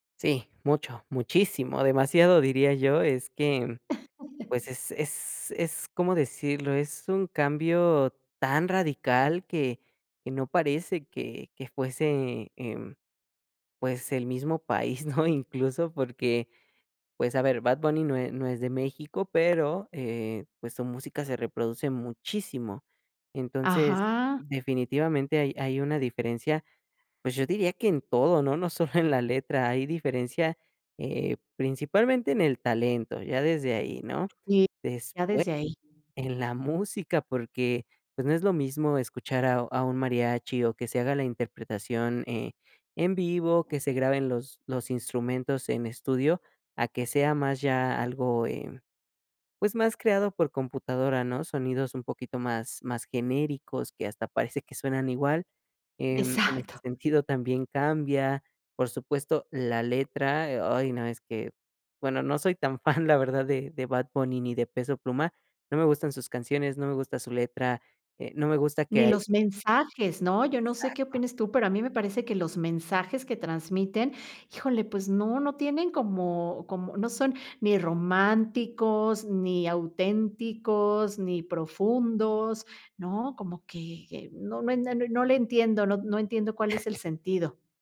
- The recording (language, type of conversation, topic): Spanish, podcast, ¿Qué canción te conecta con tu cultura?
- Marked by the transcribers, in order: laugh; other background noise; laugh